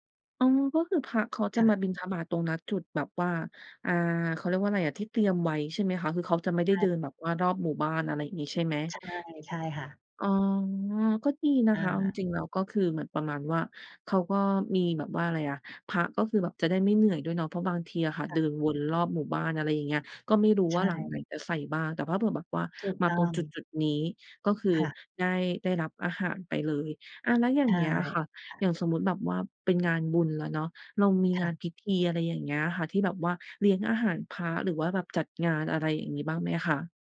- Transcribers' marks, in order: none
- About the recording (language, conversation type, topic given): Thai, podcast, คุณเคยทำบุญด้วยการถวายอาหาร หรือร่วมงานบุญที่มีการจัดสำรับอาหารบ้างไหม?